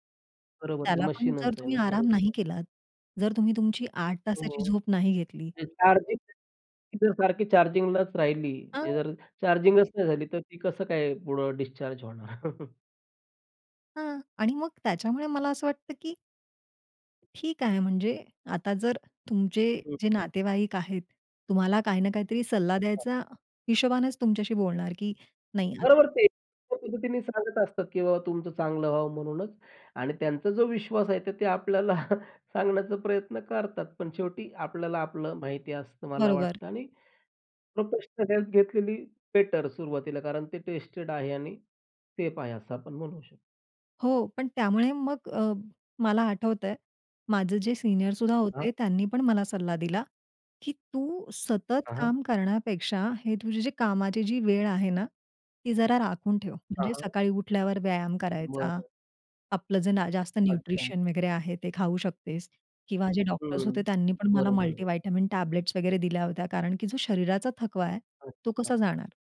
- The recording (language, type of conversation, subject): Marathi, podcast, मानसिक थकवा
- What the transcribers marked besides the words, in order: unintelligible speech; chuckle; laughing while speaking: "आपल्याला"; in English: "हेल्प"; in English: "टेस्टेड"; in English: "न्यूट्रिशन"; in English: "टॅबलेट्स"